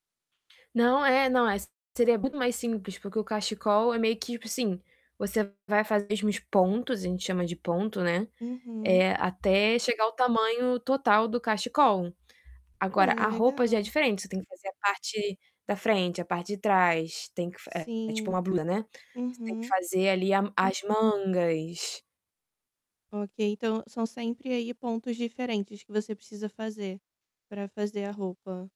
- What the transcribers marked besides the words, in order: static; distorted speech; tapping; other background noise
- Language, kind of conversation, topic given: Portuguese, advice, Como posso lidar com a frustração ao aprender algo novo?